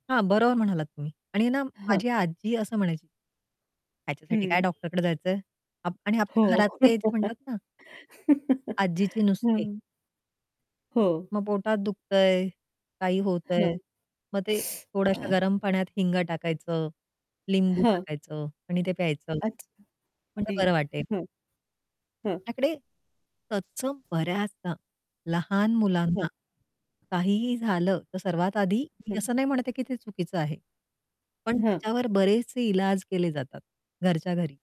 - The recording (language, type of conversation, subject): Marathi, podcast, शारीरिक वेदना होत असताना तुम्ही काम सुरू ठेवता की थांबून विश्रांती घेता?
- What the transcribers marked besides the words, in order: static; distorted speech; alarm; laugh; teeth sucking; unintelligible speech; other background noise